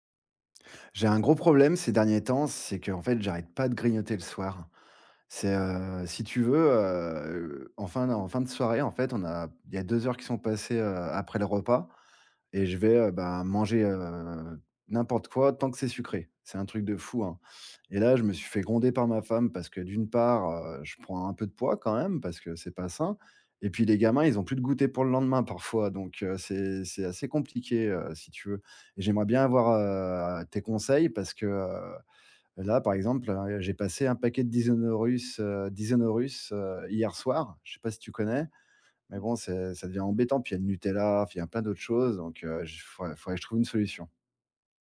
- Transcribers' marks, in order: drawn out: "heu"; "Dinosaurus" said as "Disonaurus"; "Dinosaurus" said as "Disonaurus"; other background noise
- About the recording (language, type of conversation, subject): French, advice, Comment puis-je remplacer le grignotage nocturne par une habitude plus saine ?